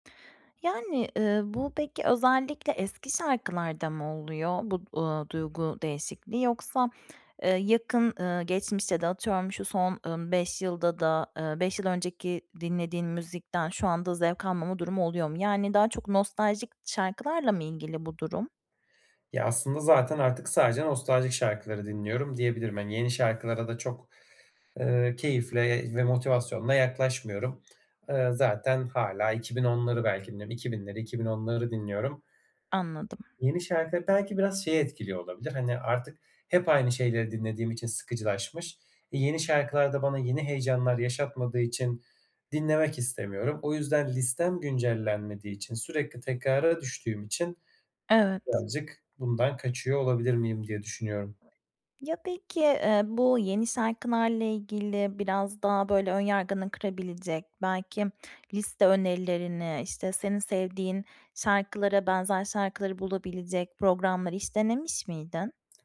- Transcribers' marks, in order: other background noise; tapping
- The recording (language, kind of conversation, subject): Turkish, advice, Eskisi gibi film veya müzikten neden keyif alamıyorum?